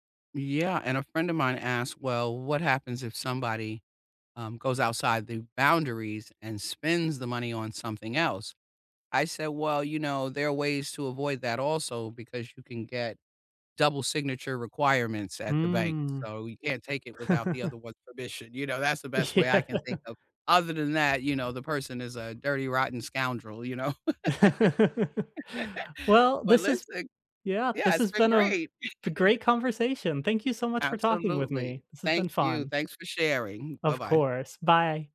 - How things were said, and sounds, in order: chuckle; laughing while speaking: "Yeah"; other background noise; chuckle; laugh; chuckle
- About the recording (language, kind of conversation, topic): English, unstructured, How can you build budget-friendly habits together and keep each other motivated?
- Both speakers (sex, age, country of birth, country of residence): female, 55-59, United States, United States; male, 20-24, United States, United States